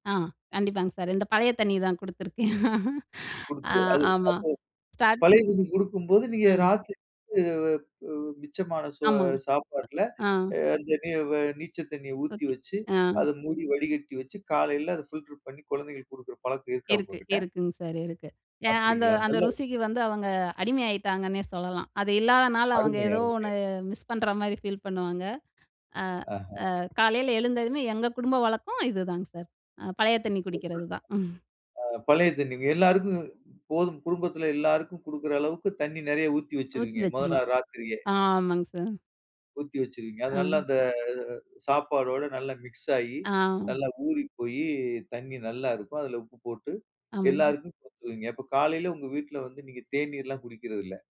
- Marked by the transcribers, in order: laughing while speaking: "குடுத்துருக்கேன்"; other background noise; in English: "ஸ்டார்ட்டிங்"; other noise; in English: "ஃபில்டர்"; chuckle
- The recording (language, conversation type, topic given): Tamil, podcast, உங்கள் வீட்டில் காலை பானம் குடிப்பதற்கு தனியான சிறப்பு வழக்கம் ஏதாவது இருக்கிறதா?